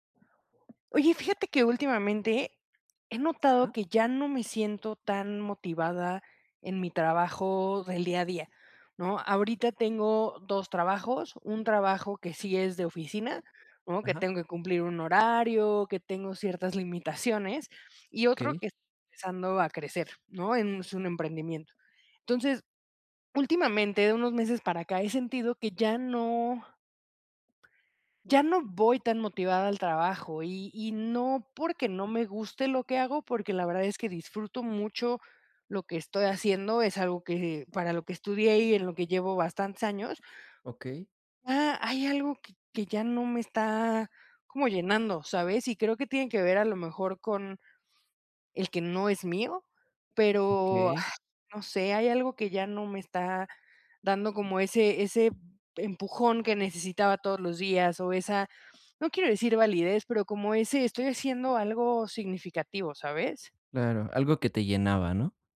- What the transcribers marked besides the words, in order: other background noise; tapping; unintelligible speech; swallow
- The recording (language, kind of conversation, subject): Spanish, advice, ¿Cómo puedo mantener la motivación y el sentido en mi trabajo?